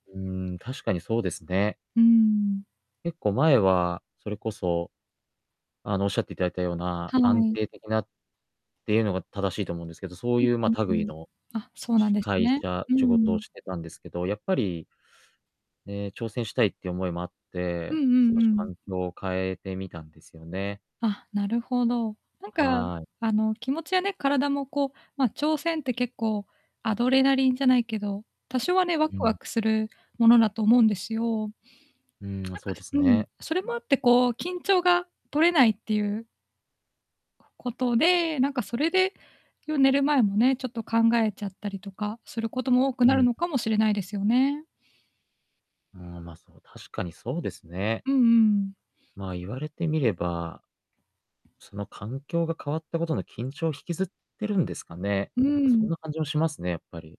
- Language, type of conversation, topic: Japanese, advice, 眠る前に気持ちが落ち着かないとき、どうすればリラックスできますか？
- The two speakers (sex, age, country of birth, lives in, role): female, 25-29, Japan, Japan, advisor; male, 35-39, Japan, Japan, user
- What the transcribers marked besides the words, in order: distorted speech; tapping